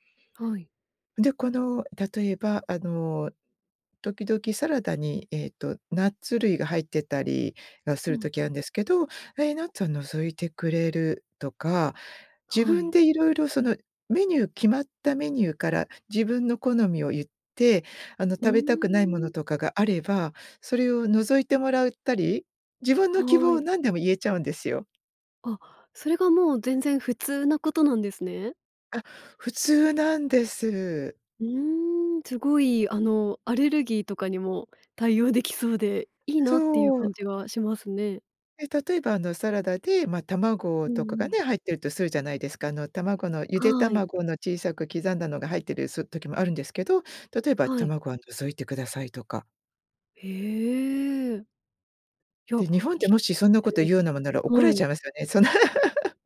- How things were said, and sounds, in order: other background noise; laugh
- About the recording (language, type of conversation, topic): Japanese, podcast, 食事のマナーで驚いた出来事はありますか？